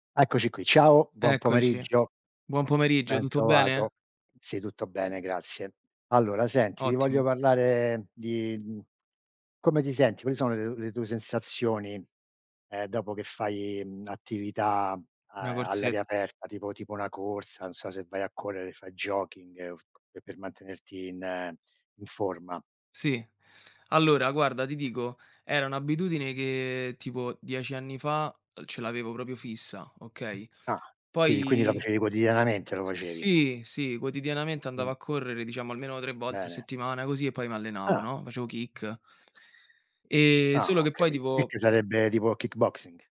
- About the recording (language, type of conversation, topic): Italian, unstructured, Come ti senti dopo una corsa all’aperto?
- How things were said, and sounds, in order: "abitudine" said as "abbitudine"; "proprio" said as "propio"